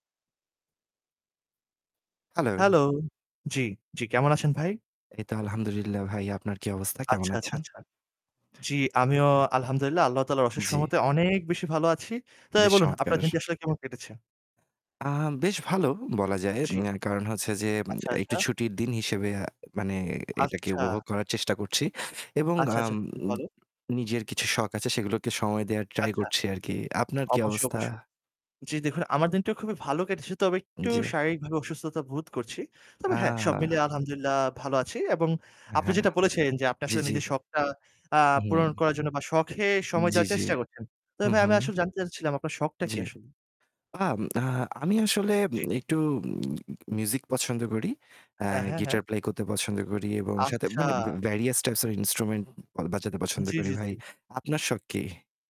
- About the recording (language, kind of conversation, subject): Bengali, unstructured, কোন শখ আপনার মানসিক চাপ কমাতে সবচেয়ে বেশি সাহায্য করে?
- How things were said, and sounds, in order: static; in English: "আলহামদুলিল্লাহ"; "তবে" said as "তয়"; other background noise; tapping; in English: "various types of instrument"